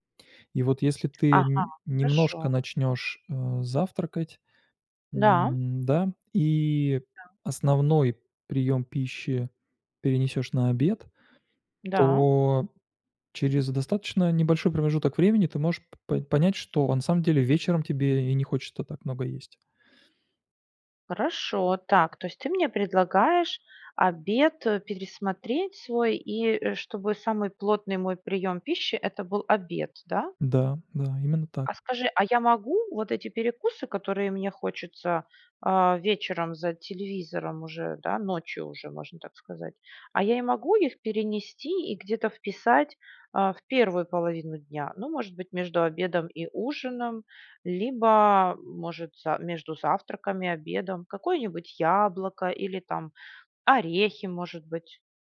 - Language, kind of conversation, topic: Russian, advice, Как вечерние перекусы мешают сну и самочувствию?
- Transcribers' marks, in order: other background noise; tapping